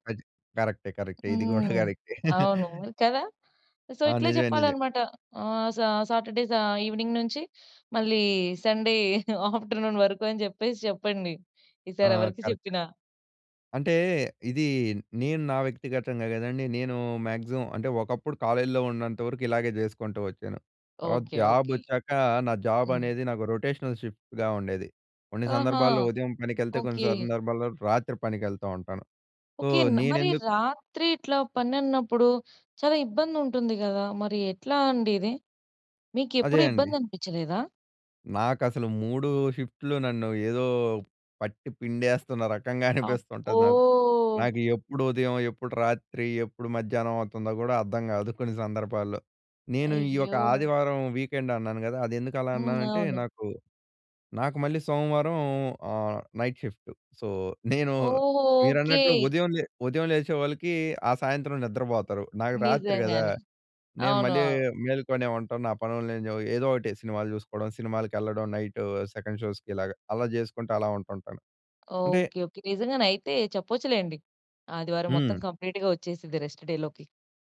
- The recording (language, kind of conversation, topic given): Telugu, podcast, రాత్రి పడుకునే ముందు మీ రాత్రి రొటీన్ ఎలా ఉంటుంది?
- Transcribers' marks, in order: giggle; in English: "సో"; laugh; in English: "సా సాటర్డే సా ఈవి‌నింగ్"; chuckle; in English: "ఆఫ్టర్‌నూన్"; in English: "కరెక్ట్"; in English: "మాగ్సిమం"; in English: "కాలేజ్‌లో"; in English: "జాబ్"; in English: "జాబ్"; in English: "రొటేషనల్ షిఫ్ట్‌గా"; in English: "సో"; drawn out: "అబ్బో!"; in English: "వీకెండ్"; in English: "నైట్"; in English: "సో"; in English: "సెకండ్ షోస్‌కి"; in English: "కంప్లీట్‌గా"; in English: "రెస్ట్ డేలోకి"